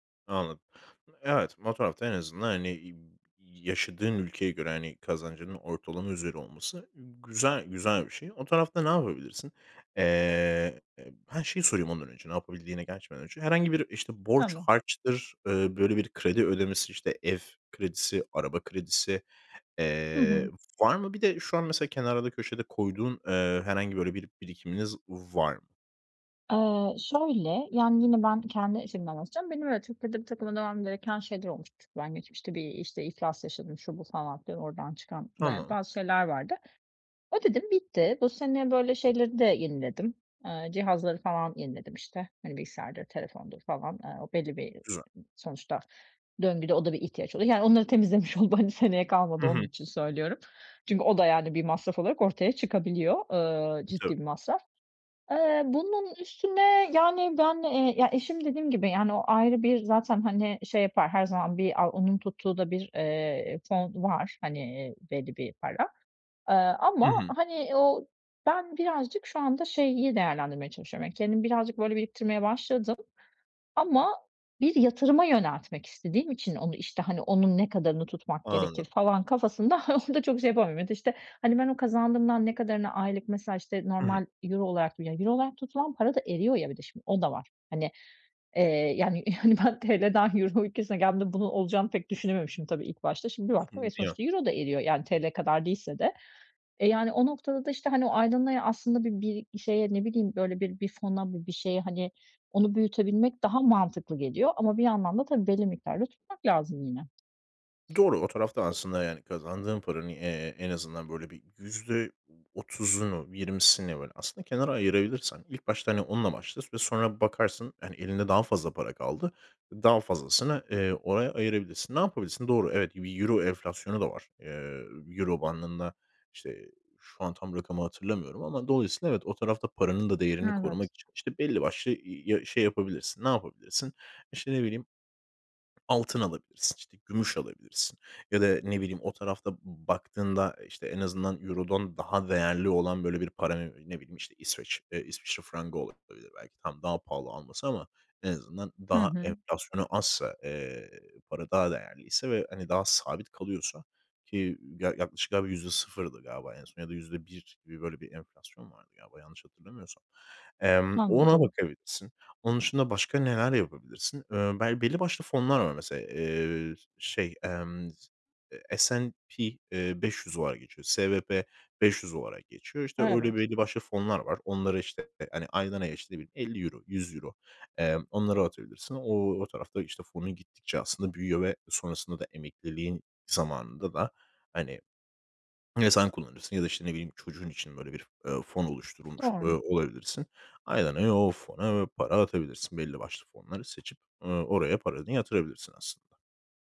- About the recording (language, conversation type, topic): Turkish, advice, Beklenmedik masraflara nasıl daha iyi hazırlanabilirim?
- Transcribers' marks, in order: tapping; other background noise; laughing while speaking: "oldum"; giggle; laughing while speaking: "yani ben TL'den euro ülkesine geldiğimde"; unintelligible speech